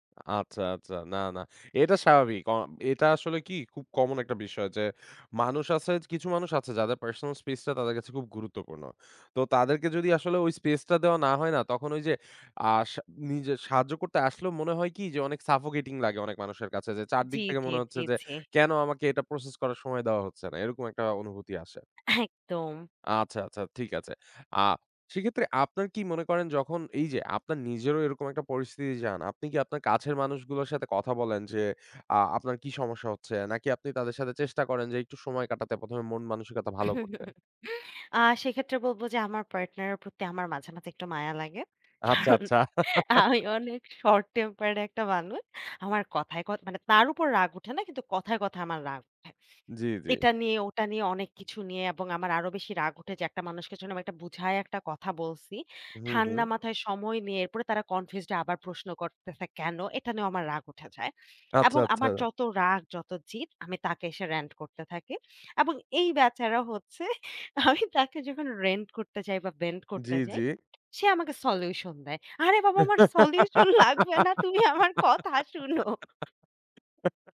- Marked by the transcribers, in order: in English: "সাফোকেটিং"; chuckle; laughing while speaking: "কারণ আমি অনেক"; in English: "শর্ট টেম্পারড"; chuckle; laughing while speaking: "বেচারা হচ্ছে আমি"; laughing while speaking: "আরে বাবা আমার সলিউশন লাগবে না। তুমি আমার কথা শুনো"; laugh
- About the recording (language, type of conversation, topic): Bengali, podcast, কাজ শেষে ঘরে ফিরে শান্ত হতে আপনি কী করেন?